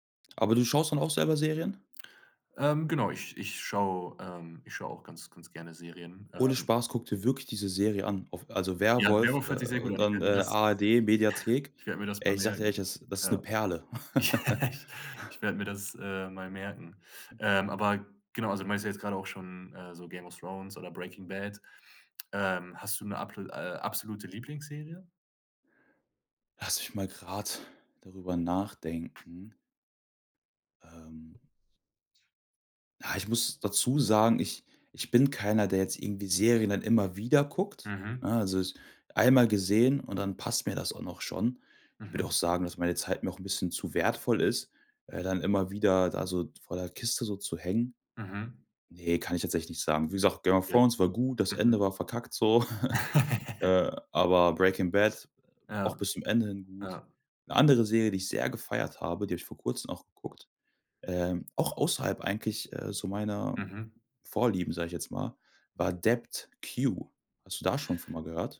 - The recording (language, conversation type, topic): German, podcast, Welche Serie hast du zuletzt total gesuchtet?
- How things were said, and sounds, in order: other background noise; stressed: "wirklich"; giggle; laugh; laugh; chuckle